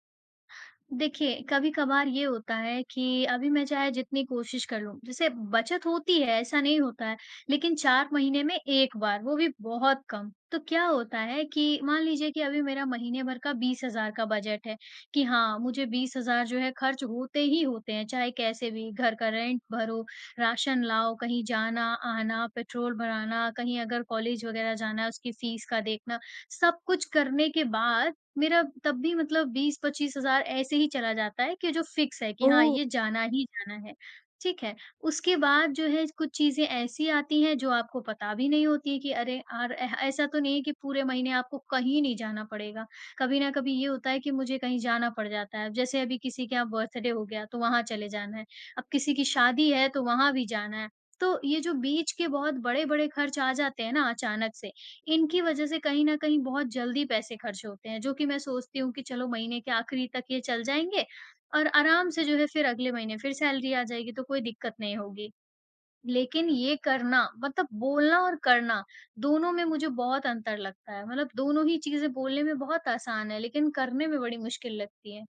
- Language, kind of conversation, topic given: Hindi, advice, माह के अंत से पहले आपका पैसा क्यों खत्म हो जाता है?
- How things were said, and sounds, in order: tapping; in English: "रेंट"; in English: "फिक्स"; in English: "बर्थडे"; in English: "सैलरी"